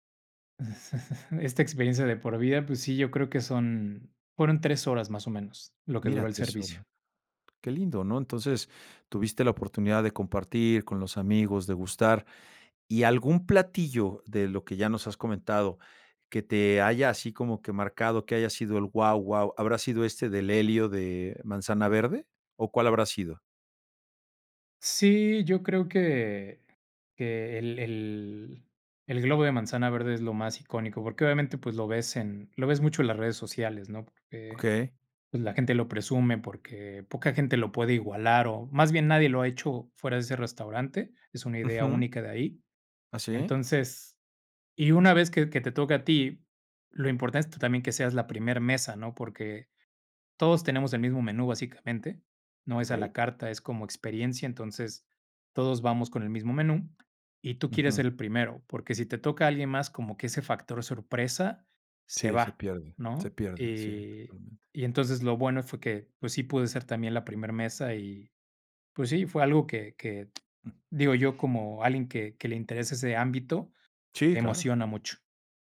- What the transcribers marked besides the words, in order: chuckle; other background noise; tapping
- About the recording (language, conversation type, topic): Spanish, podcast, ¿Cuál fue la mejor comida que recuerdas haber probado?